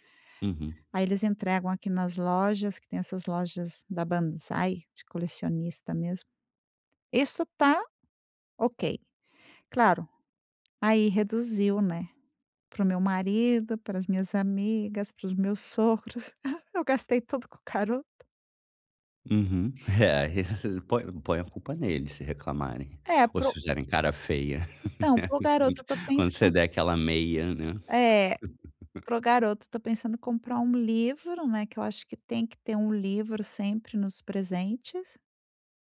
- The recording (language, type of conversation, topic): Portuguese, advice, Como posso comprar presentes e roupas com um orçamento limitado?
- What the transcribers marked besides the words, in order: chuckle; laughing while speaking: "Eu gastei tudo com o garoto"; laughing while speaking: "aí"; chuckle; laughing while speaking: "né"; chuckle